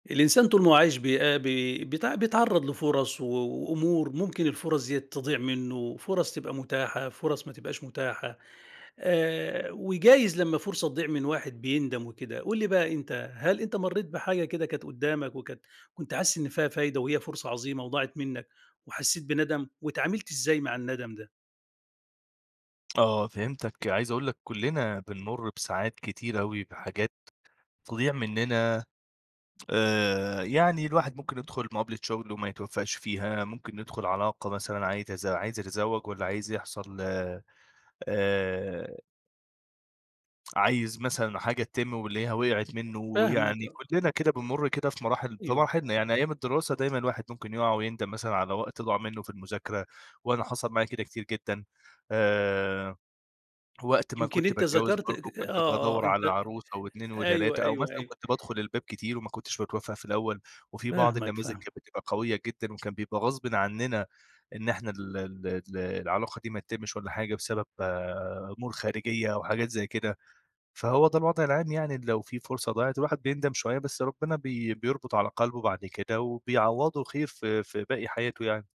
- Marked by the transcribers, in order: tapping
- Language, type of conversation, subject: Arabic, podcast, إزّاي تتعامل مع إحساس الندم على فرص فاتتك؟